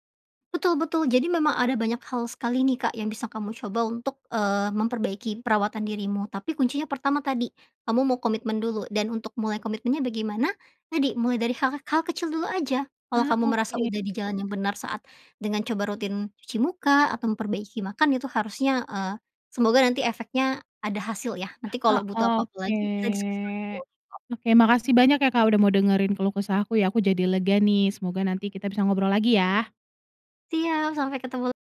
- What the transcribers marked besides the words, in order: drawn out: "oke"
- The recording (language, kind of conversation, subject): Indonesian, advice, Bagaimana cara mengatasi rasa lelah dan hilang motivasi untuk merawat diri?
- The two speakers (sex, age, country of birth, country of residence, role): female, 25-29, Indonesia, Indonesia, advisor; female, 30-34, Indonesia, Indonesia, user